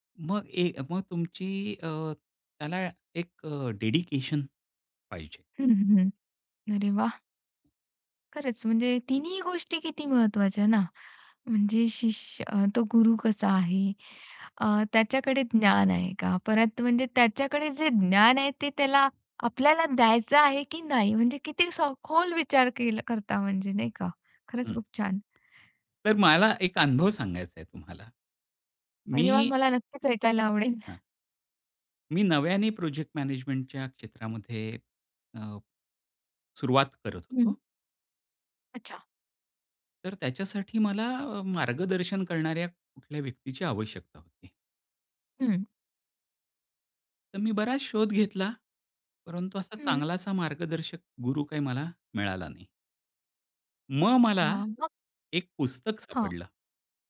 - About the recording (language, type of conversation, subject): Marathi, podcast, आपण मार्गदर्शकाशी नातं कसं निर्माण करता आणि त्याचा आपल्याला कसा फायदा होतो?
- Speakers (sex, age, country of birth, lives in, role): female, 35-39, India, India, host; male, 50-54, India, India, guest
- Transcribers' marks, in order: in English: "डेडिकेशन"; tapping